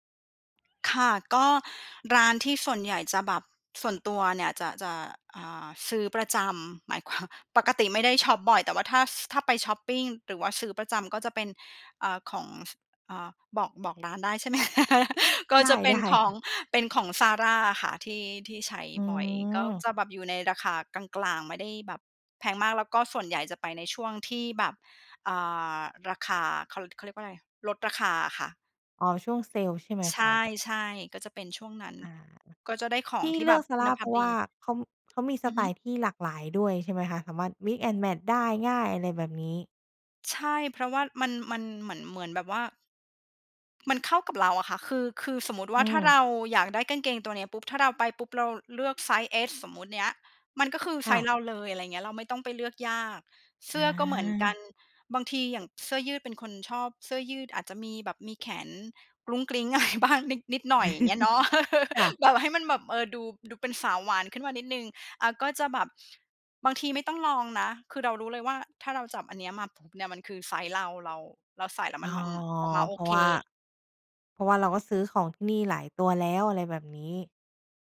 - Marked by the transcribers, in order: laughing while speaking: "ความ"; laugh; laughing while speaking: "อะไรบ้าง"; chuckle; laugh
- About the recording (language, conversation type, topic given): Thai, podcast, ชอบแต่งตัวตามเทรนด์หรือคงสไตล์ตัวเอง?